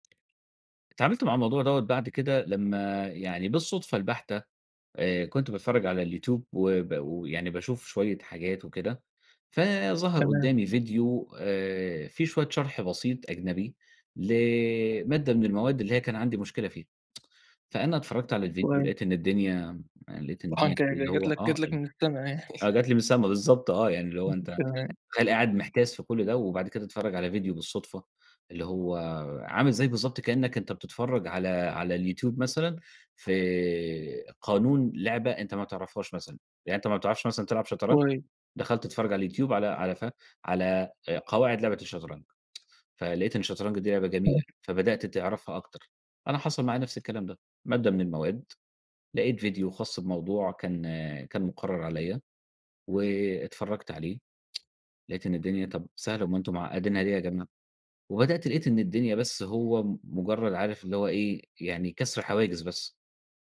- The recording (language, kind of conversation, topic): Arabic, podcast, إيه المرة اللي حسّيت فيها إنك تايه عن نفسك، وطلعت منها إزاي؟
- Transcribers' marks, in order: tapping; tsk; chuckle; unintelligible speech; tsk; tsk